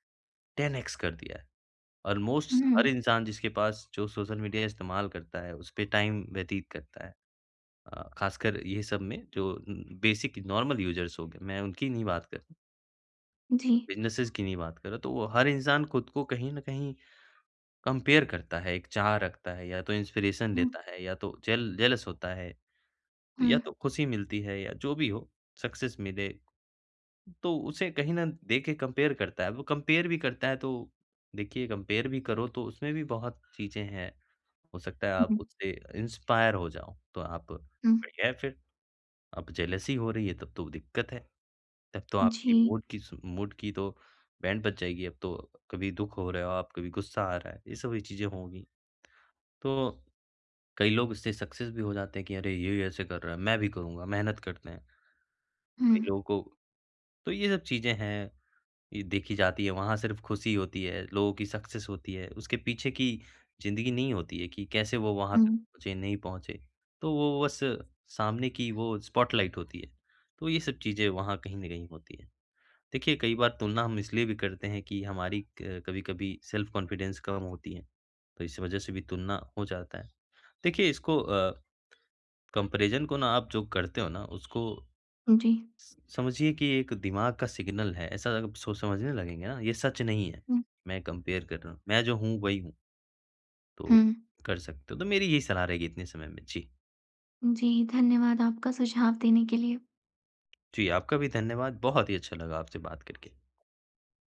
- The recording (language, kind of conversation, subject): Hindi, advice, मैं अक्सर दूसरों की तुलना में अपने आत्ममूल्य को कम क्यों समझता/समझती हूँ?
- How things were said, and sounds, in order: in English: "टेन एक्स"; in English: "ऑल्मोस्ट"; in English: "सोशल मीडिया"; in English: "टाइम"; in English: "बेसिक नॉर्मल युज़र्स"; other background noise; in English: "बिज़नेसिज़"; in English: "कंपेयर"; in English: "इंस्पिरेशन"; in English: "जेलस"; in English: "सक्सेस"; tapping; in English: "कंपेयर"; in English: "कंपेयर"; in English: "कंपेयर"; in English: "इंस्पायर"; in English: "जेलसी"; in English: "मूड"; in English: "मूड"; in English: "सक्सेस"; in English: "सक्सेस"; in English: "स्पॉटलाइट"; horn; in English: "सेल्फ कॉन्फिडेंस"; in English: "कंपैरिज़न"; in English: "सिग्नल"; in English: "कंपेयर"